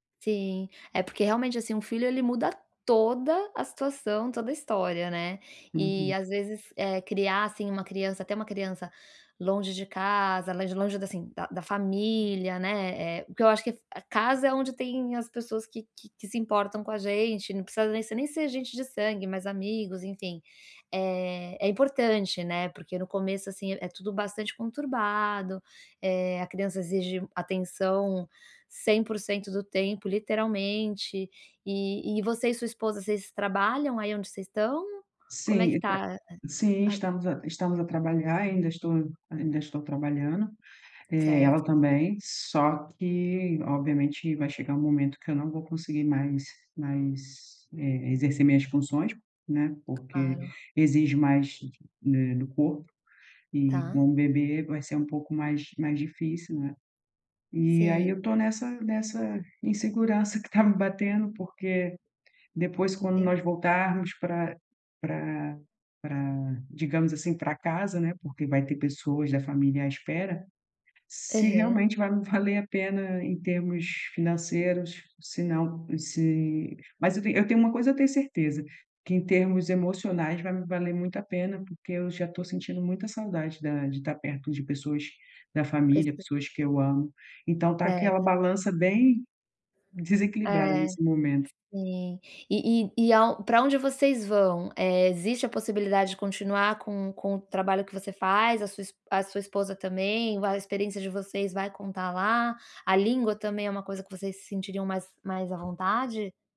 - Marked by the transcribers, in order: tapping
- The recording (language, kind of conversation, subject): Portuguese, advice, Como posso lidar com a incerteza e com mudanças constantes sem perder a confiança em mim?